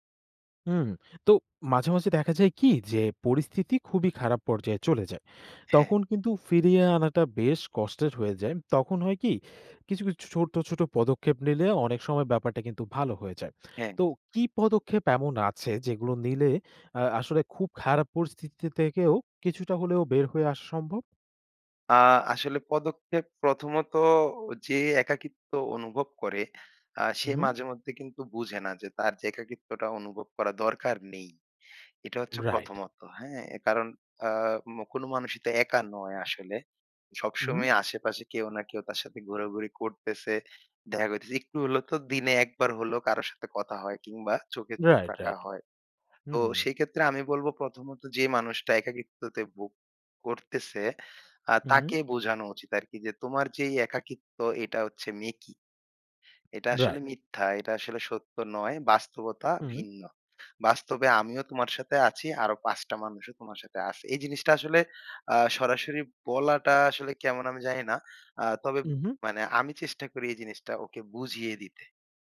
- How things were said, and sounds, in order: none
- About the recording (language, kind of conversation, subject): Bengali, podcast, আপনি কীভাবে একাকীত্ব কাটাতে কাউকে সাহায্য করবেন?